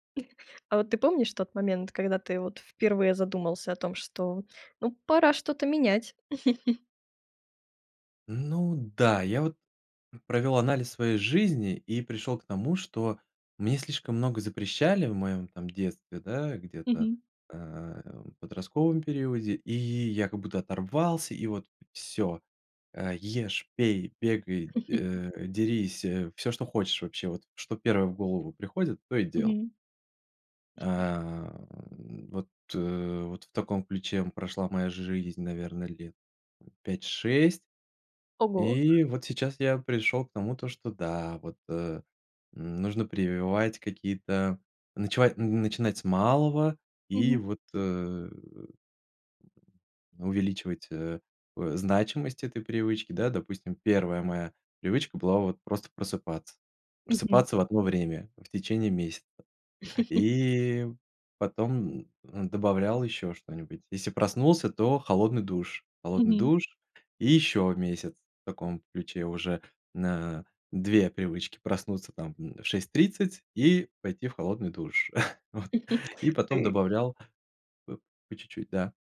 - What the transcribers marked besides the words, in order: chuckle; chuckle; chuckle; other background noise; chuckle; chuckle
- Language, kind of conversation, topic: Russian, podcast, Как ты начинаешь менять свои привычки?